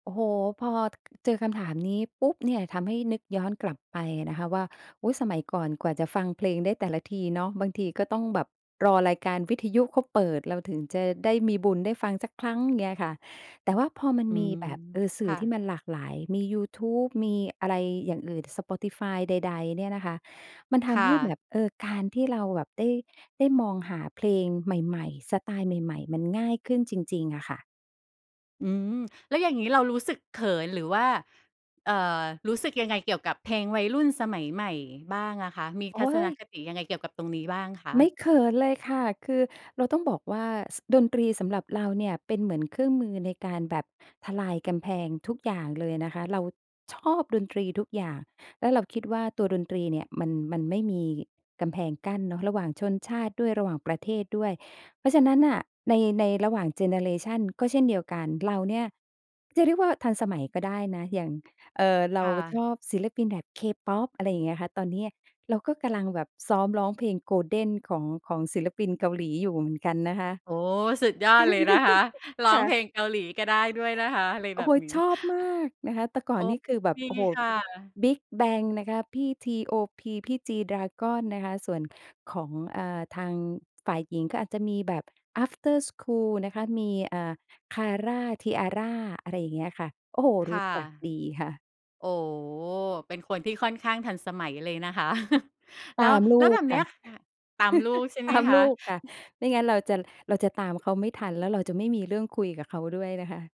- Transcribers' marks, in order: other background noise; tapping; chuckle; chuckle; chuckle
- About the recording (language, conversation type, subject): Thai, podcast, รสนิยมการฟังเพลงของคุณเปลี่ยนไปเมื่อโตขึ้นไหม?